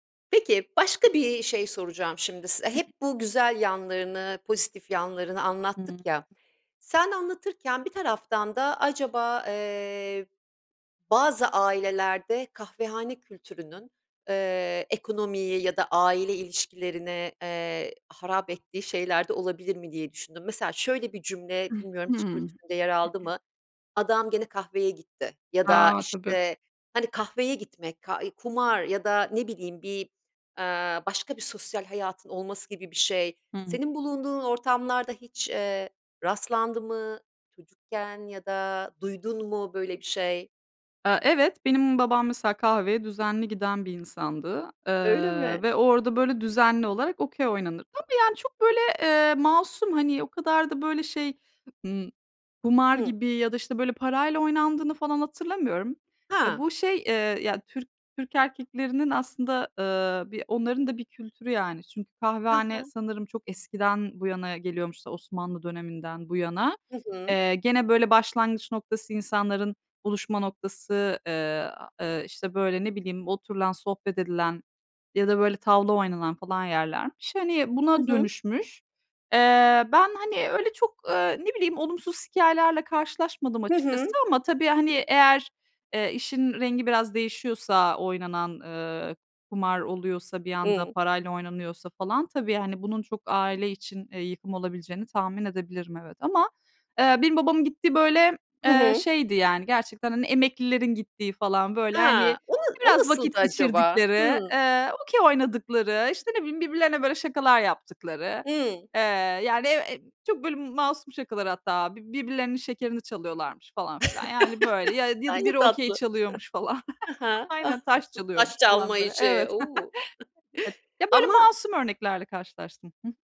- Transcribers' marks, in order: throat clearing; other background noise; other noise; laugh; laugh; laughing while speaking: "Taş çalma işi"; laugh
- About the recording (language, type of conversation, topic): Turkish, podcast, Mahallede kahvehane ve çay sohbetinin yeri nedir?